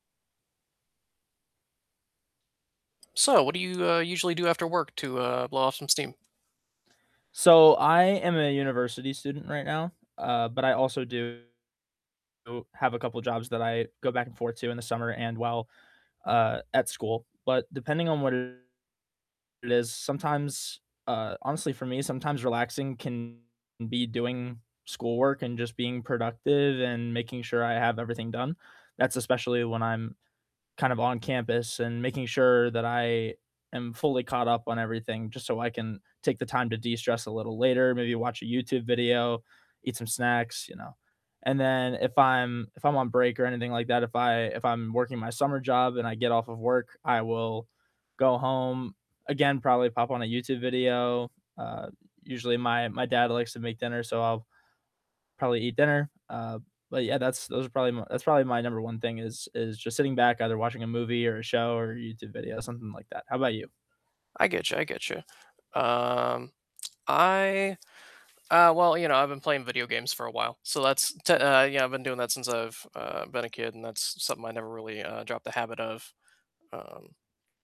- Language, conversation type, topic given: English, unstructured, After a long day, what small rituals help you relax, recharge, and feel like yourself again?
- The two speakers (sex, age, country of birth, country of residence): male, 18-19, United States, United States; male, 20-24, United States, United States
- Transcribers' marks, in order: other background noise; tapping; distorted speech